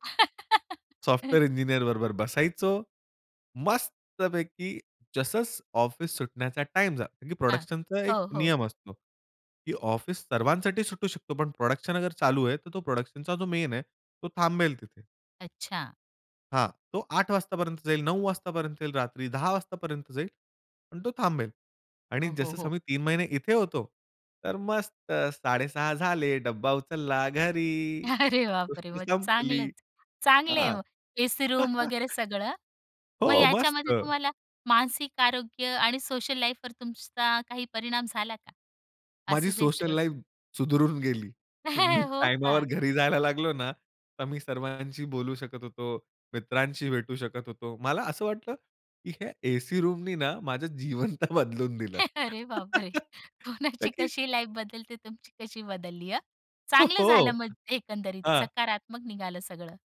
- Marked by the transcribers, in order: laugh; in English: "प्रोडक्शनचा"; in English: "प्रोडक्शन"; in English: "प्रोडक्शनचा"; in English: "मेन"; laughing while speaking: "अरे बापरे! मग चांगलंच"; other background noise; drawn out: "घरी"; in English: "रूम"; chuckle; laughing while speaking: "मी टाइमावर घरी जायला लागलो ना"; chuckle; in English: "रूमनी"; laughing while speaking: "माझं जीवन तर बदलून दिलं"; chuckle; laughing while speaking: "कोणाची कशी"; chuckle; tapping
- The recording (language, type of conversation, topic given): Marathi, podcast, दूरस्थ कामाच्या काळात तुमची दिनचर्या कशी बदलली?